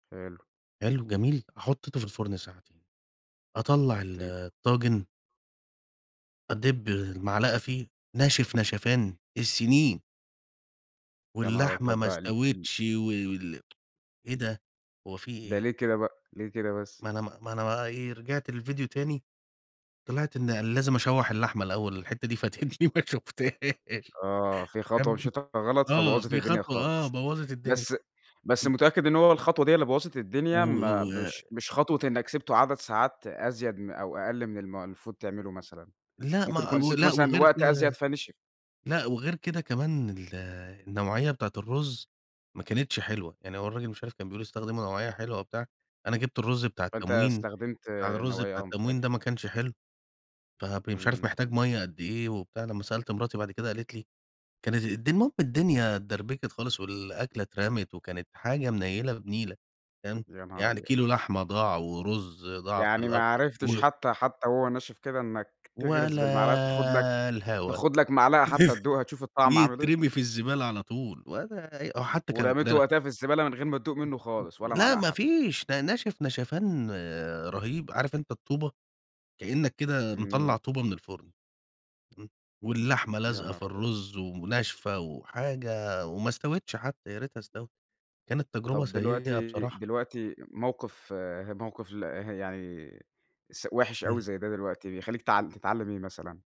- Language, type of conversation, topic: Arabic, podcast, احكيلي عن مرّة فشلتي في الطبخ واتعلّمتي منها إيه؟
- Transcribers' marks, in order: tapping; tsk; laughing while speaking: "فاتتني ما شُفتهاش"; laugh; other street noise